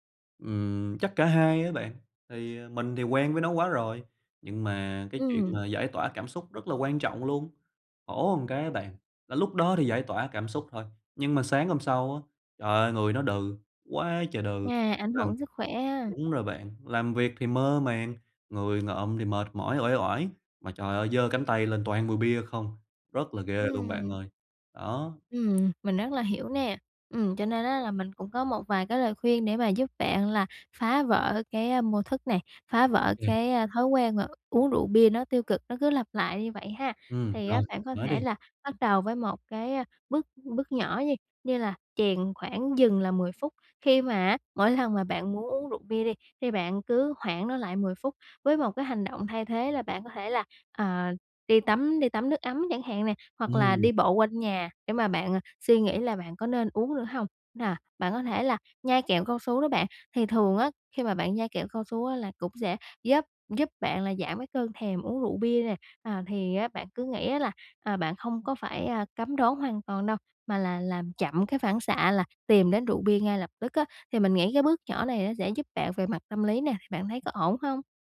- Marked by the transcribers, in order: tapping
- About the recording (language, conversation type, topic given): Vietnamese, advice, Làm sao để phá vỡ những mô thức tiêu cực lặp đi lặp lại?